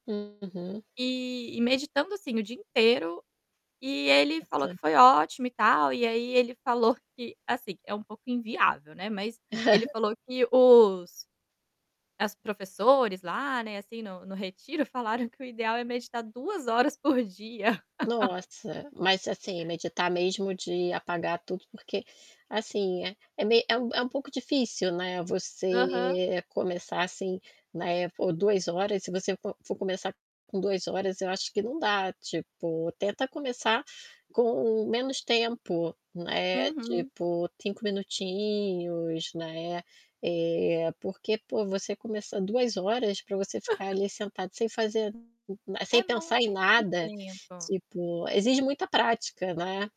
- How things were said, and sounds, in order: distorted speech; unintelligible speech; tapping; chuckle; static; chuckle; other background noise
- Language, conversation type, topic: Portuguese, advice, Como você pretende criar o hábito de meditar ou praticar atenção plena diariamente?